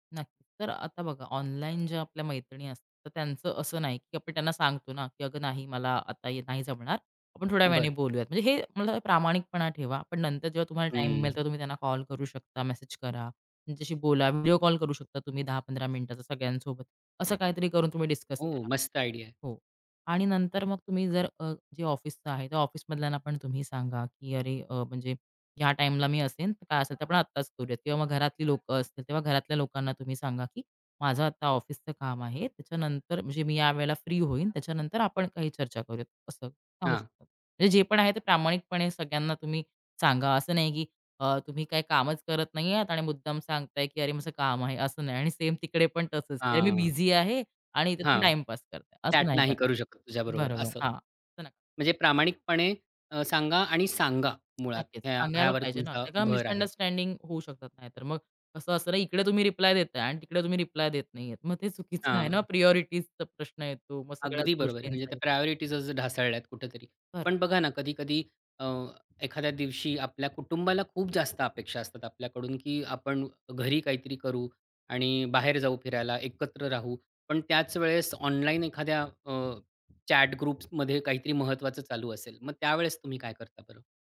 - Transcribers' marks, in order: other background noise; in English: "आयडिया"; tapping; in English: "चॅट"; in English: "मिसअंडरस्टँडिंग"; in English: "प्रायोरिटीजचा"; in English: "प्रायोरिटीज"; in English: "चॅट ग्रुप्समध्ये"
- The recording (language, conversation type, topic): Marathi, podcast, ऑनलाइन आणि प्रत्यक्ष आयुष्यातील सीमारेषा ठरवाव्यात का, आणि त्या का व कशा ठरवाव्यात?